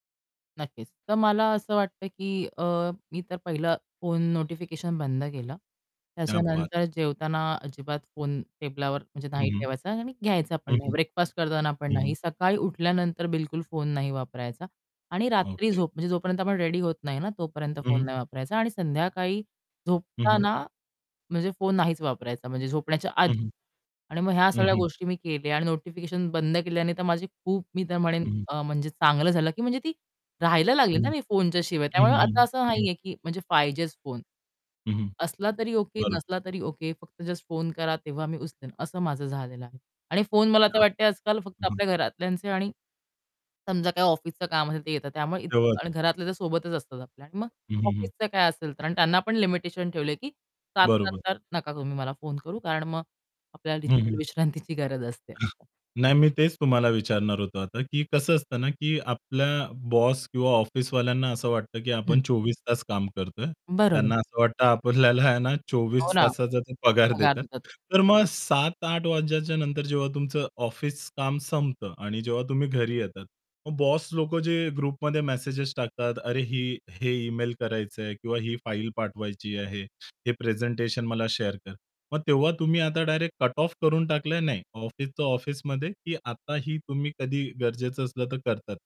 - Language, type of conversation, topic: Marathi, podcast, तुला डिजिटल विश्रांती कधी आणि का घ्यावीशी वाटते?
- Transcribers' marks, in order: static; horn; distorted speech; in Hindi: "क्या बात है"; in English: "रेडी"; tapping; unintelligible speech; in English: "लिमिटेशन"; chuckle; in English: "ग्रुपमध्ये"; in English: "शेअर"